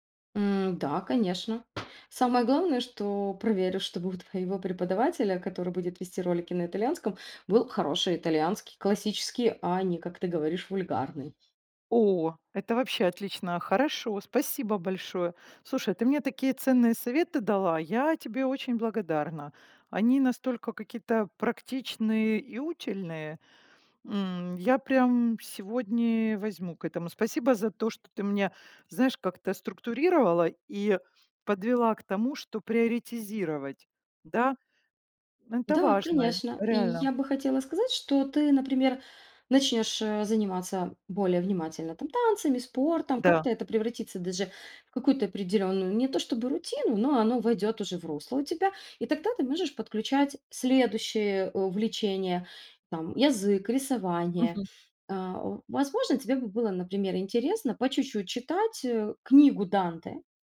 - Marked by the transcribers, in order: other background noise
- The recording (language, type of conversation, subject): Russian, advice, Как выбрать, на какие проекты стоит тратить время, если их слишком много?